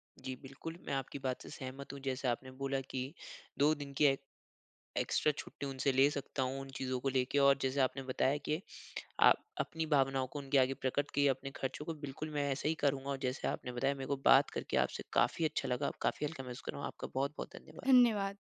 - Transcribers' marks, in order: in English: "एक्स्ट्रा"
- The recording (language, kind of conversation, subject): Hindi, advice, योजना बदलना और अनिश्चितता से निपटना
- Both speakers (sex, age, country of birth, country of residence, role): female, 25-29, India, India, advisor; male, 25-29, India, India, user